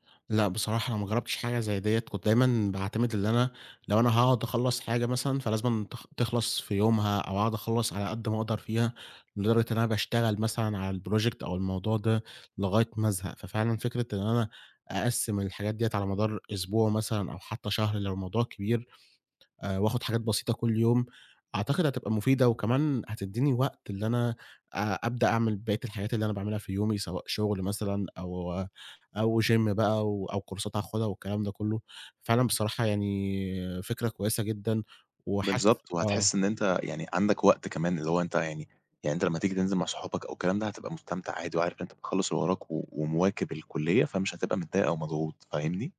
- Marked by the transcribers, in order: in English: "الproject"; in English: "gym"; in English: "كورسات"
- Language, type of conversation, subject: Arabic, advice, إزاي أبطل التسويف وأنا بشتغل على أهدافي المهمة؟